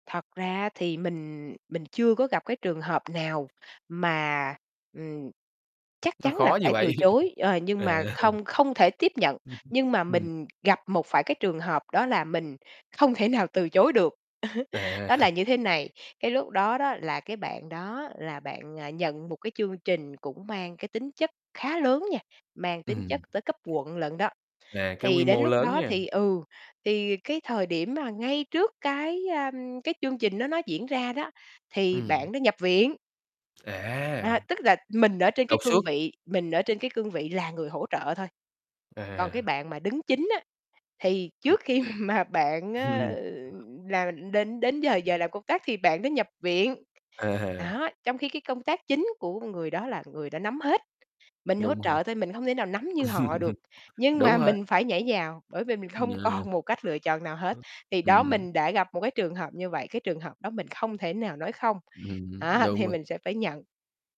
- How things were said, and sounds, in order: tapping; other background noise; laughing while speaking: "vậy. À"; distorted speech; chuckle; laughing while speaking: "khi"; other noise; chuckle; laugh; static
- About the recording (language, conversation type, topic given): Vietnamese, podcast, Bạn làm thế nào để nói “không” mà vẫn không làm mất lòng người khác?